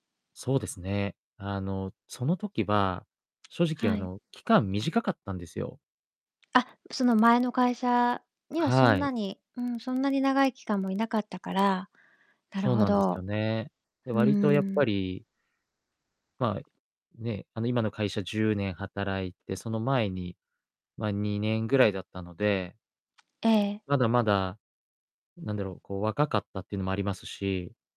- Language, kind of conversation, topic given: Japanese, advice, 新しい方向へ踏み出す勇気が出ないのは、なぜですか？
- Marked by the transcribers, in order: distorted speech